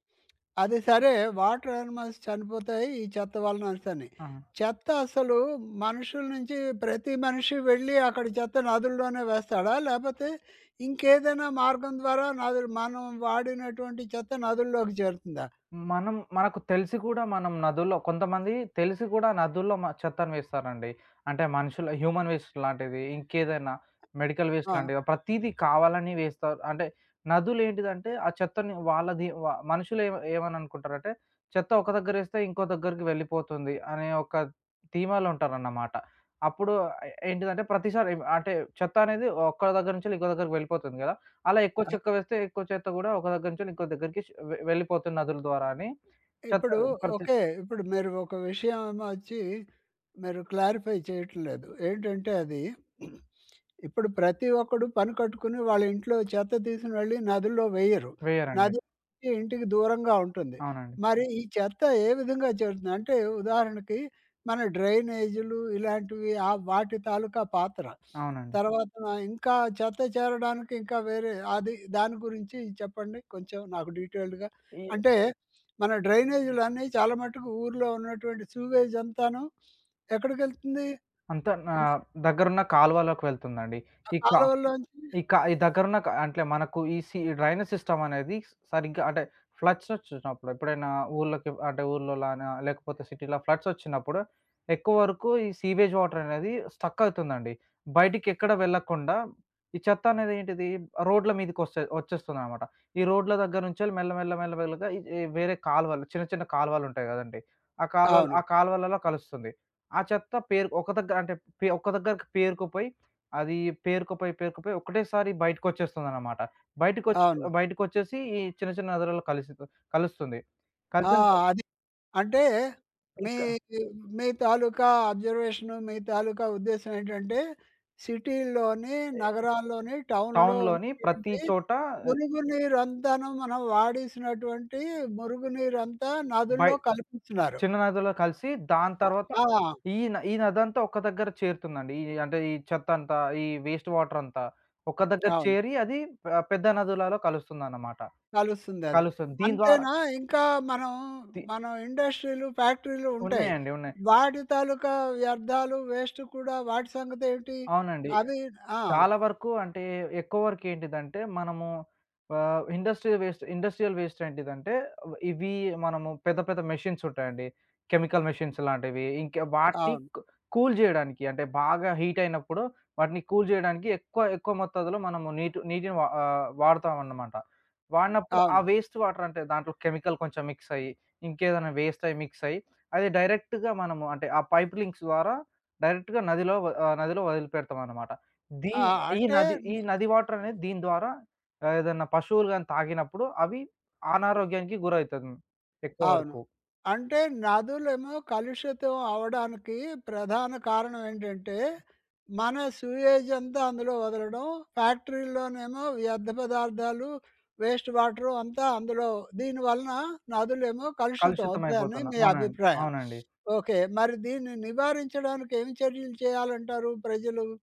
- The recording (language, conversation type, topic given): Telugu, podcast, నదుల పరిరక్షణలో ప్రజల పాత్రపై మీ అభిప్రాయం ఏమిటి?
- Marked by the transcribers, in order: other background noise; in English: "వాటర్ యానిమల్స్"; in English: "హ్యూమన్ వేస్ట్"; in English: "మెడికల్ వేస్ట్"; "చెత్త" said as "చెక్క"; in English: "క్లారిఫై"; throat clearing; in English: "డీటెయిల్డ్‌గా"; in English: "డ్రైనేజ్‍లన్నీ"; "అంటే" said as "అంట్లే"; in English: "డ్రైనేజ్ సిస్టమ్"; in English: "ఫ్లడ్స్"; in English: "సిటీలో ఫ్లడ్స్"; in English: "సీవేజ్"; in English: "స్ట్రక్"; in English: "సిటీల్లోని"; in English: "టౌన్‍లో"; in English: "టౌన్‍లోని"; in English: "వేస్ట్"; in English: "వేస్ట్"; in English: "ఇండస్ట్రియల్ వేస్ట్ ఇండస్ట్రియల్ వేస్ట్"; in English: "మెషిన్స్"; in English: "కెమికల్ మెషిన్స్"; in English: "కూల్"; in English: "హీట్"; in English: "కూల్"; in English: "వేస్ట్ వాటర్"; in English: "కెమికల్"; in English: "మిక్స్"; in English: "వేస్ట్"; in English: "మిక్స్"; in English: "డైరెక్ట్‌గా"; in English: "పైప్ లింక్స్"; in English: "డైరెక్ట్‌గా"; in English: "వేస్ట్"; sniff